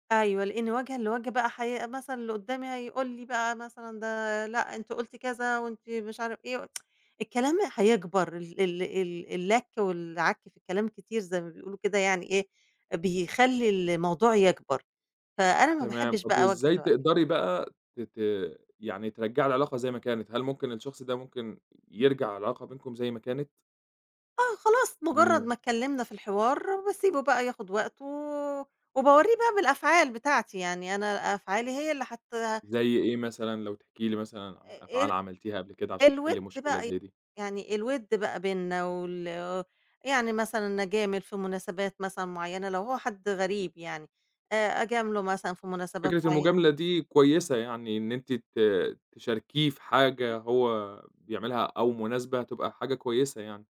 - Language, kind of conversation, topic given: Arabic, podcast, إزاي أصلّح علاقتي بعد سوء تفاهم كبير؟
- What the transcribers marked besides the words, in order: tsk; other noise